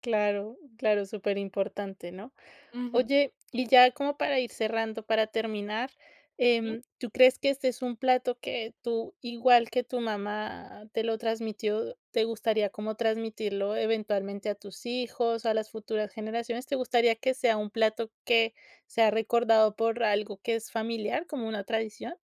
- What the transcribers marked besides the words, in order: none
- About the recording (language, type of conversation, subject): Spanish, podcast, ¿Tienes algún plato que para ti signifique “casa”?